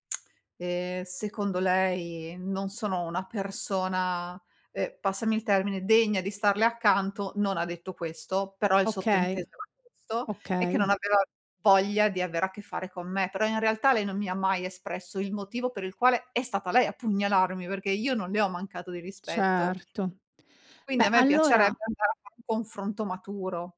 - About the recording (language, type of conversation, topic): Italian, advice, Come posso riallacciare un’amicizia dopo un tradimento passato?
- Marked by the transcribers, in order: none